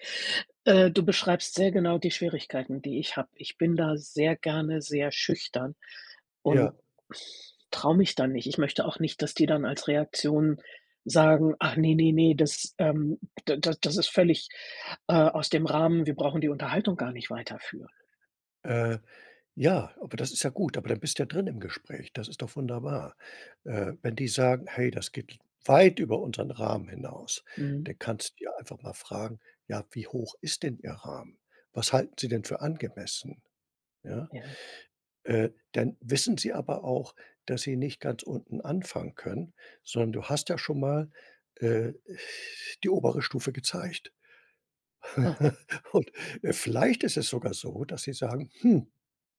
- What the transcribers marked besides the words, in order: sigh; stressed: "weit"; laugh; laughing while speaking: "und"
- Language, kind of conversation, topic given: German, advice, Wie kann ich meine Unsicherheit vor einer Gehaltsverhandlung oder einem Beförderungsgespräch überwinden?